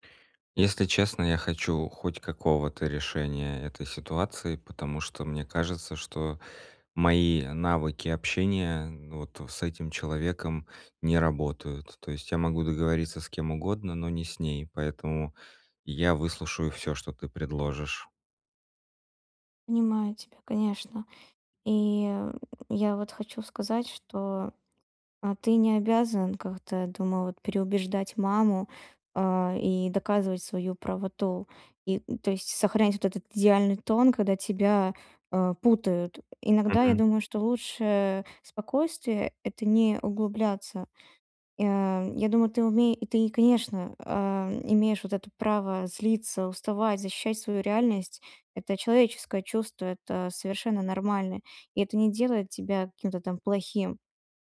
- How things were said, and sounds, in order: tapping; grunt
- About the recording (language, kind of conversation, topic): Russian, advice, Как вести разговор, чтобы не накалять эмоции?
- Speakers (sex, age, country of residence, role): female, 20-24, Estonia, advisor; male, 35-39, Estonia, user